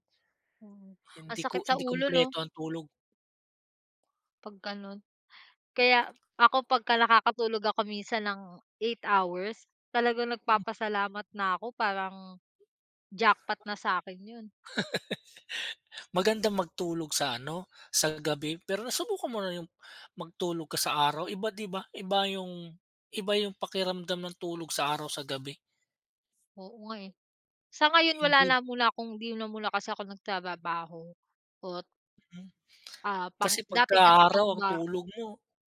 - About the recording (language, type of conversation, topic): Filipino, unstructured, Paano nagbago ang pananaw mo tungkol sa kahalagahan ng pagtulog?
- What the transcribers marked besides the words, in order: laugh; other background noise; lip smack